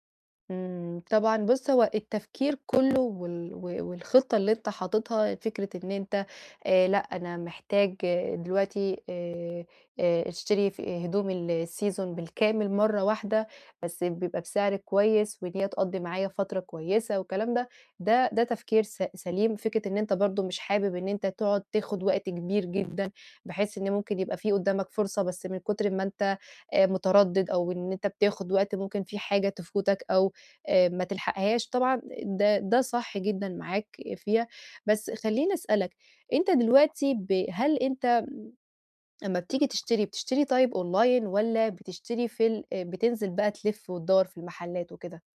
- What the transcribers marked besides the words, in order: in English: "السيزون"; other background noise; in English: "أونلاين"
- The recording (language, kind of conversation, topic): Arabic, advice, إزاي ألاقِي صفقات وأسعار حلوة وأنا بتسوّق للملابس والهدايا؟